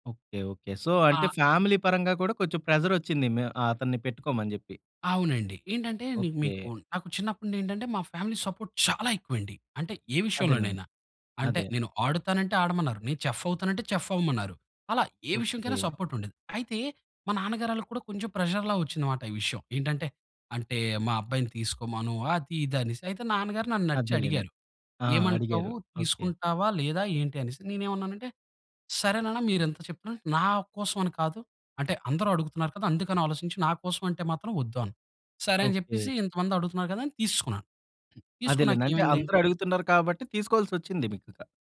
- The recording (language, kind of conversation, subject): Telugu, podcast, సంతోషం లేకపోయినా విజయం అని భావించగలవా?
- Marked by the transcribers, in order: in English: "ప్రెషర్"; in English: "ఫ్యామిలీ సపోర్ట్"; in English: "చెఫ్"; in English: "చెఫ్"; in English: "సపోర్ట్"; in English: "ప్రెషర్‌లా"; other background noise